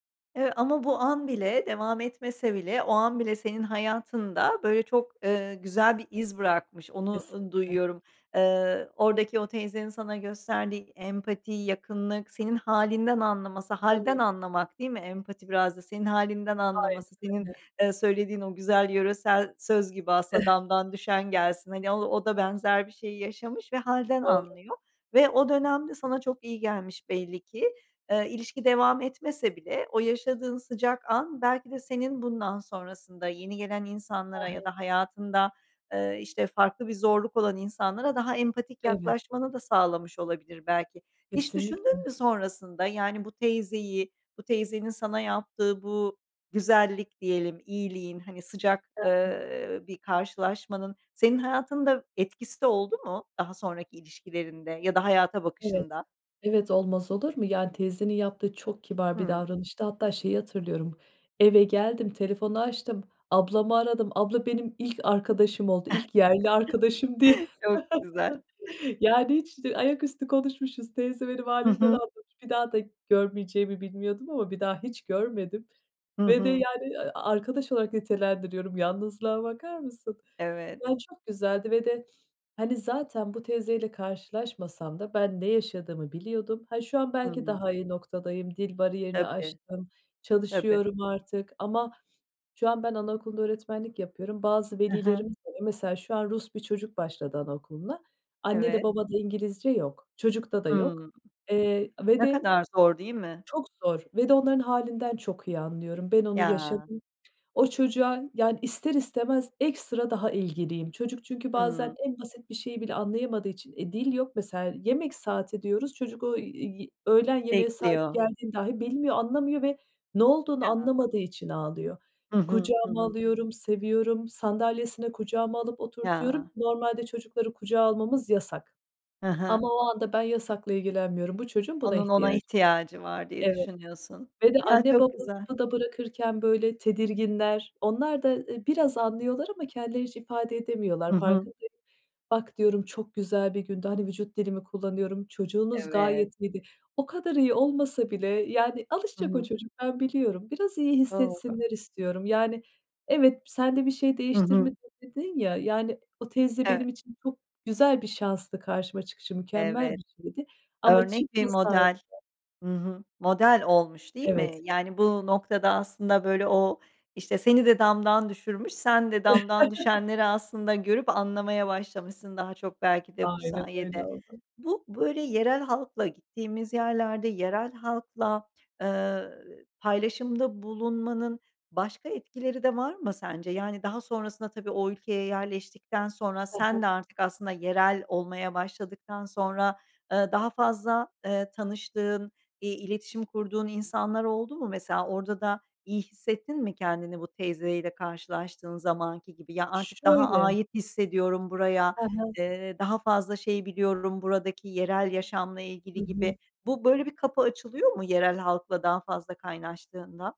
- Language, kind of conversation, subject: Turkish, podcast, Yerel halkla yaşadığın sıcak bir anıyı paylaşır mısın?
- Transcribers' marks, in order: other background noise; chuckle; chuckle; chuckle